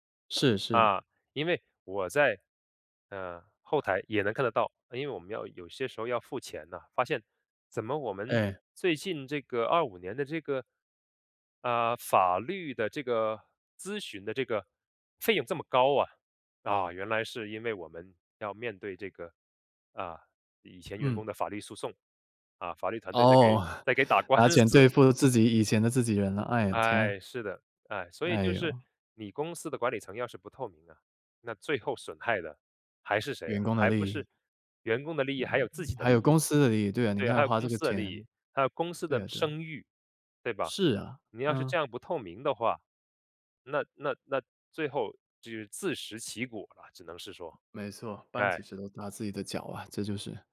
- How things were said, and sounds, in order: chuckle; laughing while speaking: "打官司"; tapping
- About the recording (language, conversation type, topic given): Chinese, podcast, 你如何看待管理层不透明会带来哪些影响？